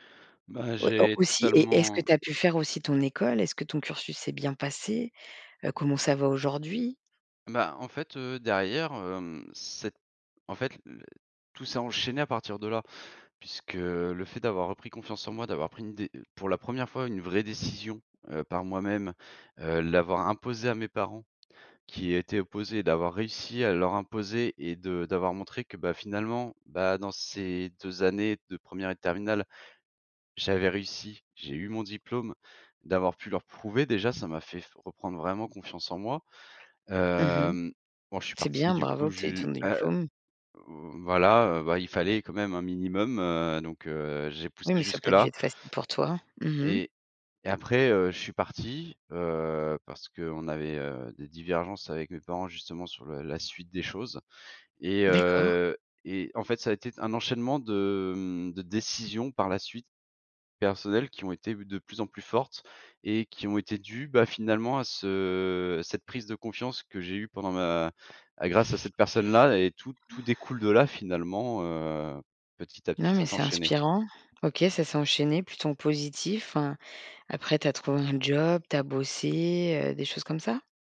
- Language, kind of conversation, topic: French, podcast, Peux-tu me parler d’un moment où tu as retrouvé confiance en toi ?
- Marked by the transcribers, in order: none